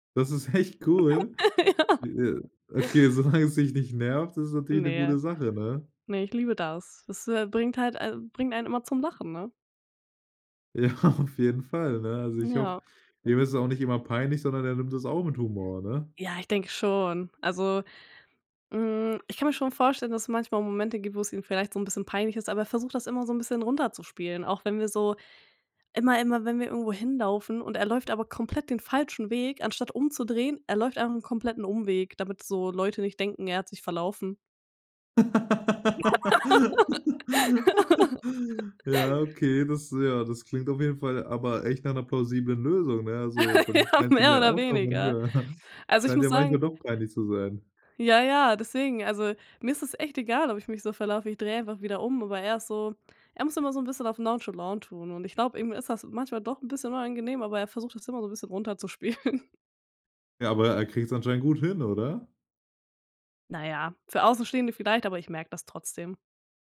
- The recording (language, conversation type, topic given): German, podcast, Was war dein schlimmstes Missgeschick unterwegs?
- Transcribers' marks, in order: laughing while speaking: "echt"; laugh; laughing while speaking: "Ja"; other noise; laughing while speaking: "solange"; laughing while speaking: "Ja"; laugh; laugh; laughing while speaking: "Ja, mehr"; unintelligible speech; chuckle; put-on voice: "nonchalant"; laughing while speaking: "runterzuspielen"